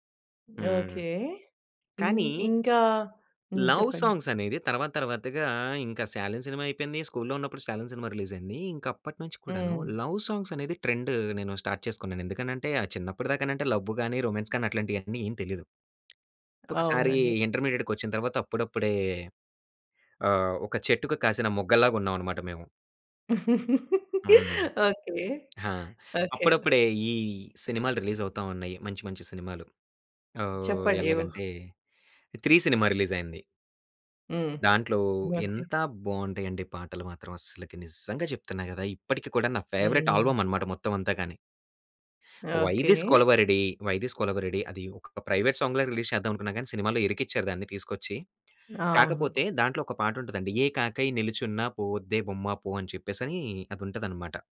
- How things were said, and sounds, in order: in English: "లవ్ సాంగ్స్"; in English: "రిలీజ్"; in English: "లవ్ సాంగ్స్"; in English: "ట్రెండ్"; in English: "స్టార్ట్"; in English: "లవ్"; in English: "రొమాన్స్"; tapping; giggle; in English: "రిలీజ్"; other background noise; in English: "రిలీజ్"; in English: "ఫేవరెట్ ఆల్బమ్"; in English: "ప్రైవేట్ సాంగ్‌లా రిలీజ్"
- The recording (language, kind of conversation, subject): Telugu, podcast, మీకు గుర్తున్న మొదటి సంగీత జ్ఞాపకం ఏది, అది మీపై ఎలా ప్రభావం చూపింది?